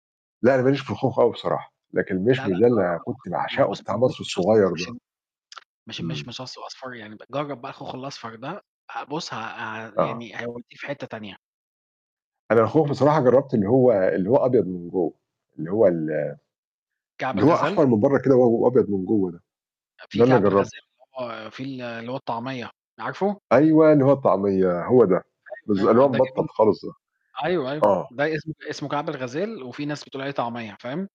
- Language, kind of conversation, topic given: Arabic, unstructured, إزاي تقنع حد يجرّب هواية جديدة؟
- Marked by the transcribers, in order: distorted speech; tsk; tapping